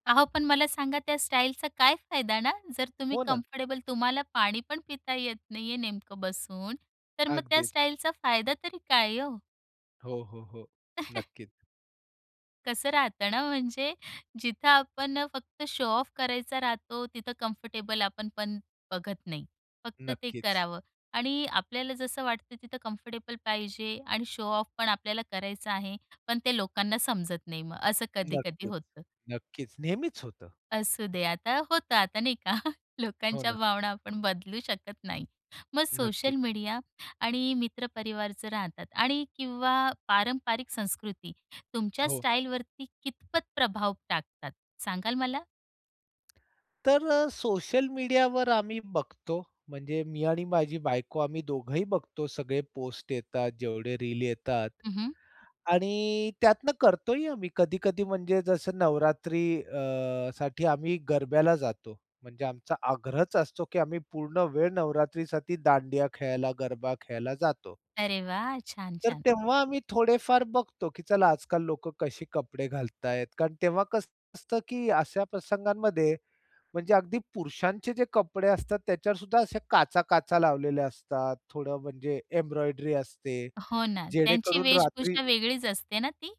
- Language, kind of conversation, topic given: Marathi, podcast, तू तुझ्या दैनंदिन शैलीतून स्वतःला कसा व्यक्त करतोस?
- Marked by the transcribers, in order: in English: "कम्फर्टेबल"; chuckle; in English: "शो-ऑफ"; in English: "कम्फर्टेबल"; in English: "कम्फर्टेबल"; in English: "शो-ऑफ"; chuckle; other background noise; tapping